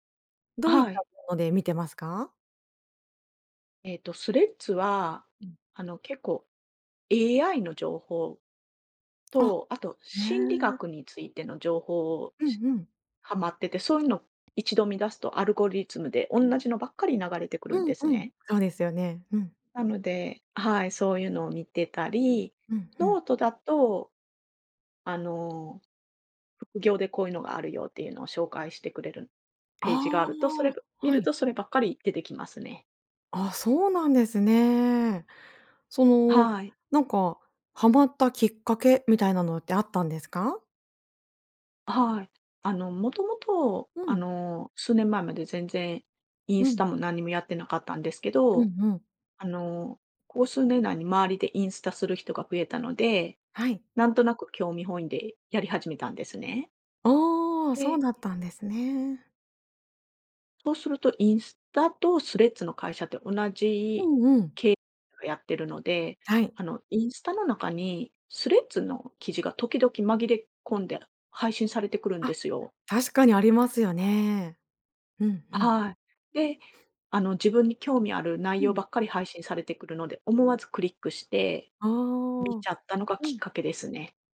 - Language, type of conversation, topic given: Japanese, podcast, SNSとうまくつき合うコツは何だと思いますか？
- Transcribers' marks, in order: tapping; sniff; other background noise; unintelligible speech; sniff